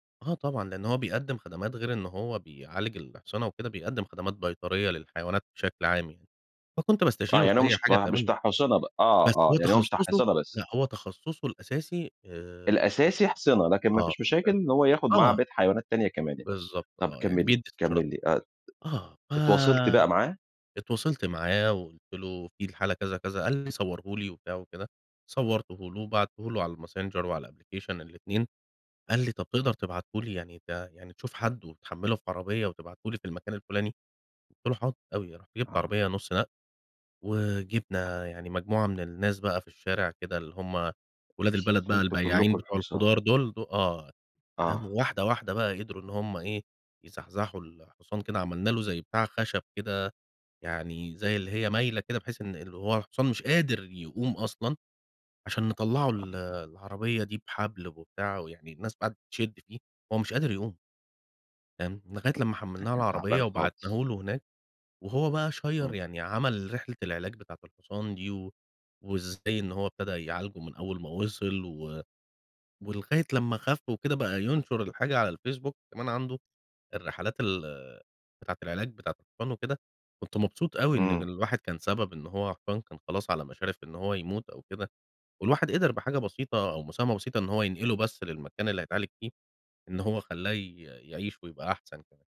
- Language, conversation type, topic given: Arabic, podcast, إيه اللي بتعمله لو لقيت حيوان مصاب في الطريق؟
- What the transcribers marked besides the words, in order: tapping; unintelligible speech; in English: "الأبلكيشن"; in English: "شير"